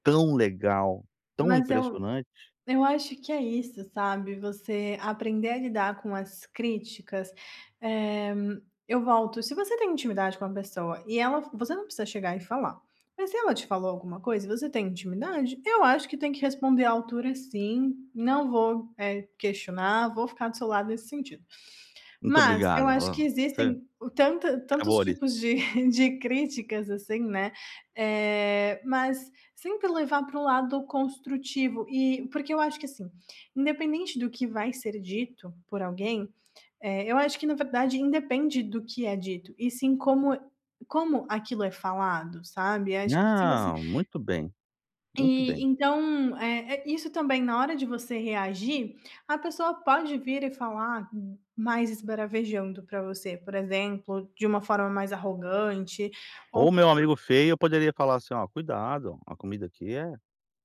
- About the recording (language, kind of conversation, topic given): Portuguese, advice, Como saber quando devo responder a uma crítica e quando devo simplesmente aceitá-la?
- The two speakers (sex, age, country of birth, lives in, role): female, 25-29, Brazil, Italy, advisor; male, 45-49, Brazil, United States, user
- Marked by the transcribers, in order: unintelligible speech; other background noise